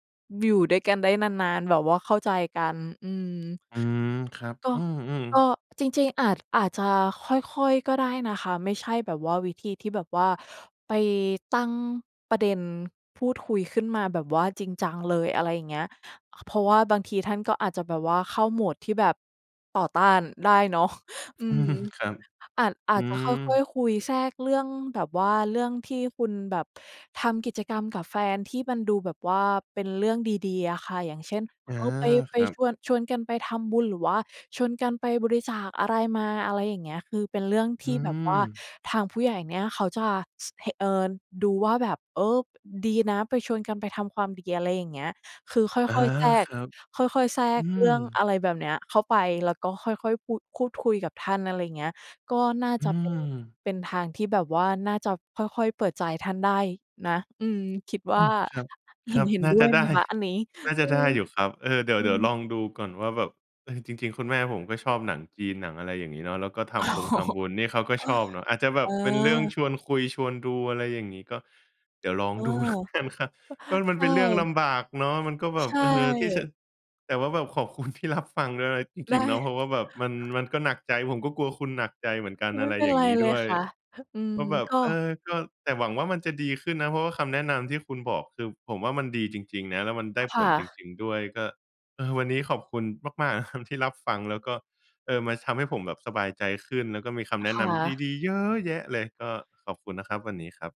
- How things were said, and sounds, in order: chuckle; laughing while speaking: "อืม"; chuckle; laughing while speaking: "โอ้โฮ"; laughing while speaking: "ดูแล้วกันครับ"; laughing while speaking: "คุณ"; stressed: "เยอะ"; other background noise
- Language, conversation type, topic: Thai, advice, คุณรับมืออย่างไรเมื่อถูกครอบครัวของแฟนกดดันเรื่องความสัมพันธ์?